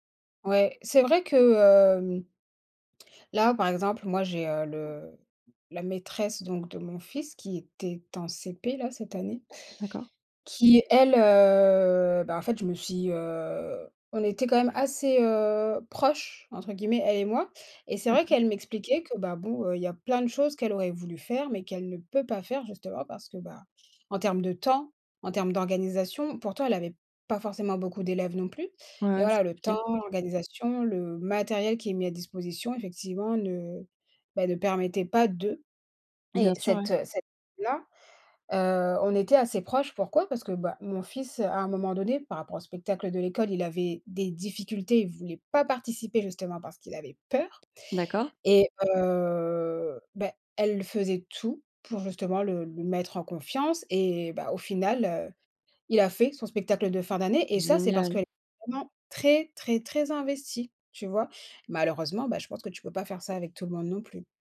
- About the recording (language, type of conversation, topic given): French, unstructured, Qu’est-ce qui fait un bon professeur, selon toi ?
- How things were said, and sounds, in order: tapping; drawn out: "heu"; stressed: "peur"; drawn out: "heu"; stressed: "très, très"